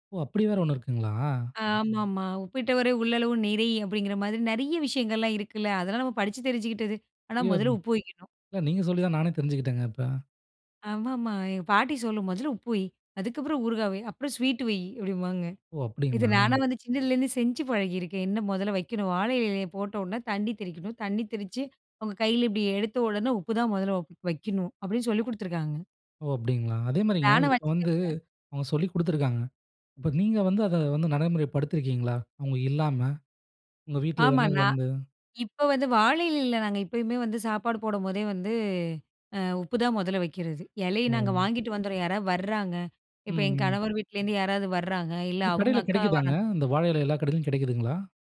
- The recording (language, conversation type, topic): Tamil, podcast, உங்கள் வீட்டில் விருந்தினர்களை சிறப்பாக வரவேற்க நீங்கள் எப்படி ஏற்பாடு செய்கிறீர்கள்?
- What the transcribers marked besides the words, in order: other noise; "நினை" said as "நிறை"; unintelligible speech